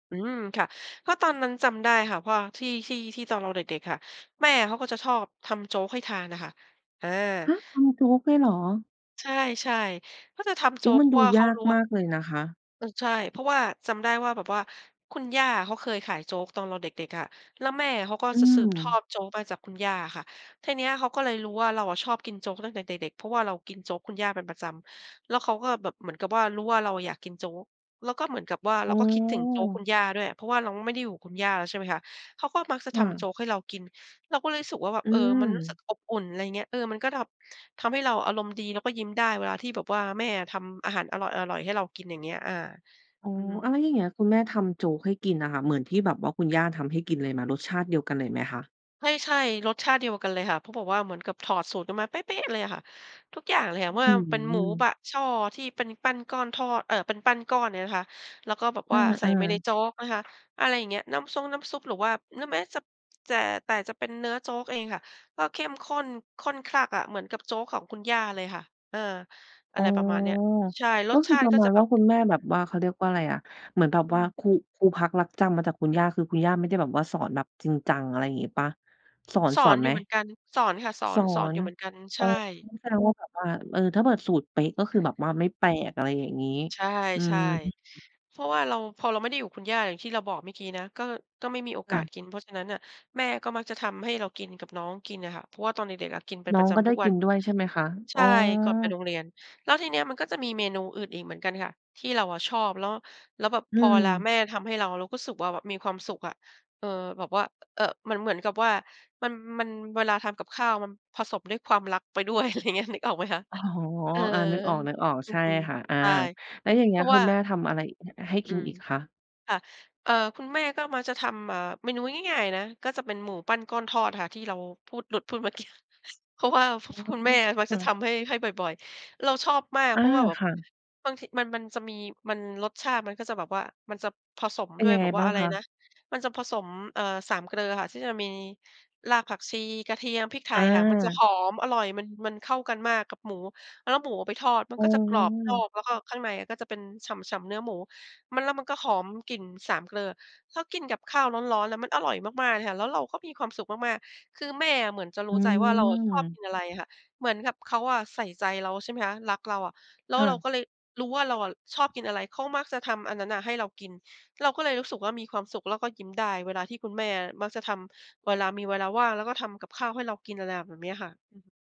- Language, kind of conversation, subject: Thai, podcast, เล่าความทรงจำเล็กๆ ในบ้านที่ทำให้คุณยิ้มได้หน่อย?
- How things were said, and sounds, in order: surprised: "ฮะ ทําโจ๊กเลยเหรอ ?"; "พูพักลักจำ" said as "คูพักลักจำ"; "เกิด" said as "เผิด"; other background noise; laughing while speaking: "อะไรเงี้ย"; drawn out: "อืม"